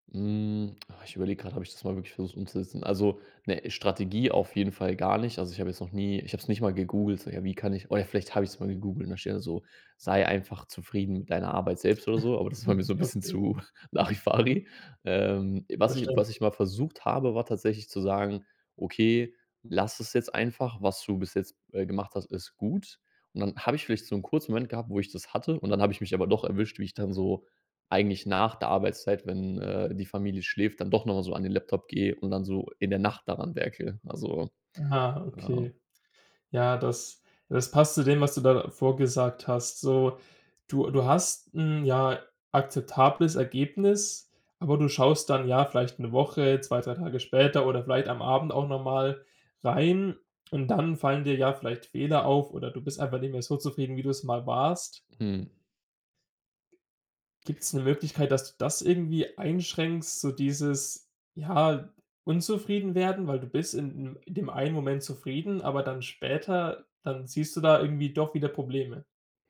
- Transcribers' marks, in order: chuckle; laughing while speaking: "zu Larifari"
- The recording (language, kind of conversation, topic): German, advice, Wie kann ich verhindern, dass mich Perfektionismus davon abhält, wichtige Projekte abzuschließen?
- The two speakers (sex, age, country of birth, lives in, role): male, 20-24, Germany, Germany, advisor; male, 30-34, Germany, Germany, user